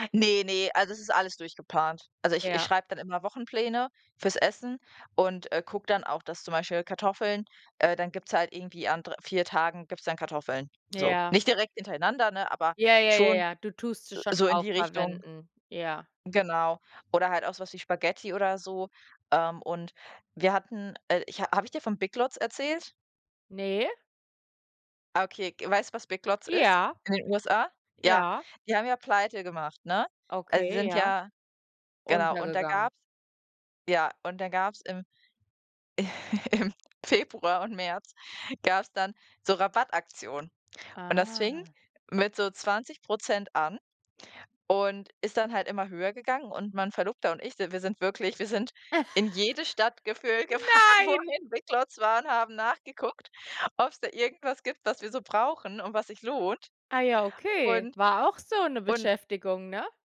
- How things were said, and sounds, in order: chuckle; laughing while speaking: "im"; drawn out: "Ah"; chuckle; joyful: "gefühlt gefahren, wo hier 'n BigLots war"; laughing while speaking: "gefahren"; surprised: "Nein"
- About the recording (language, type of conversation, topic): German, unstructured, Wie gehst du mit deinem Taschengeld um?